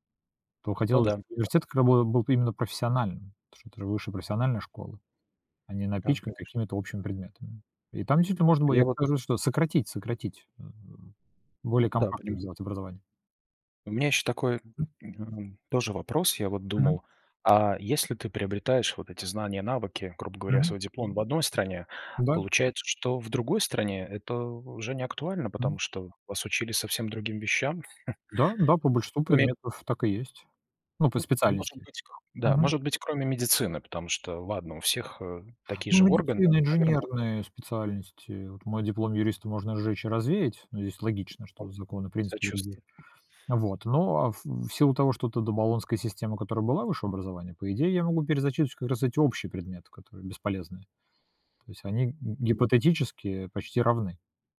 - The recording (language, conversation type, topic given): Russian, unstructured, Что важнее в школе: знания или навыки?
- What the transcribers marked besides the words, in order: tapping; chuckle; chuckle